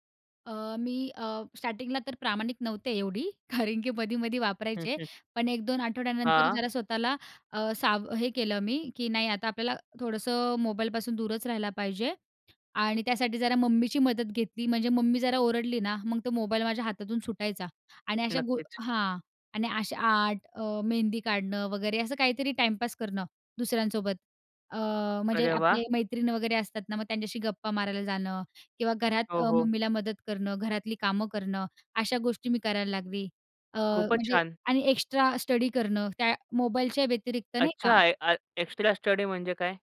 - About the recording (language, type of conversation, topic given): Marathi, podcast, तुम्ही इलेक्ट्रॉनिक साधनांपासून विराम कधी आणि कसा घेता?
- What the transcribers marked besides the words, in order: laughing while speaking: "कारण की"; in English: "आर्ट"; in English: "एक्स्ट्रा स्टडी"; in English: "एक्सट्रा स्टडी"